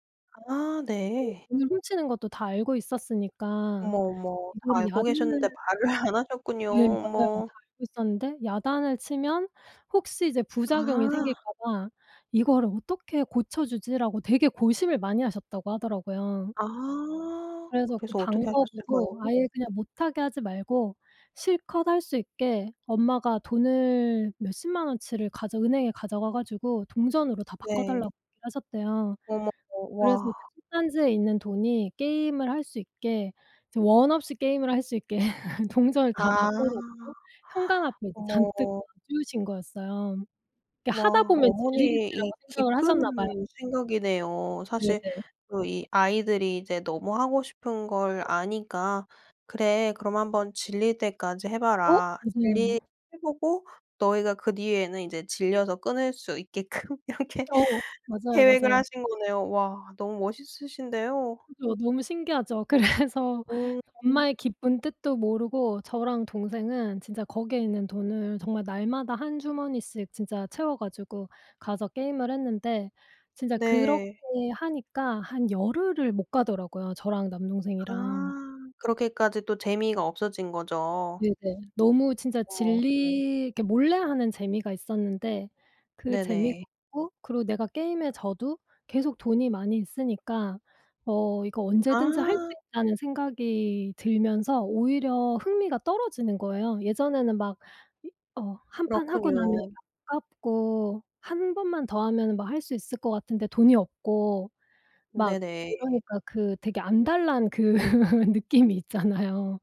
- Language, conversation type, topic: Korean, podcast, 옛날 놀이터나 오락실에 대한 기억이 있나요?
- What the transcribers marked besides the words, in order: laughing while speaking: "말을"; background speech; laugh; laughing while speaking: "있게끔 이렇게"; laughing while speaking: "그래서"; other background noise; laughing while speaking: "그"; laugh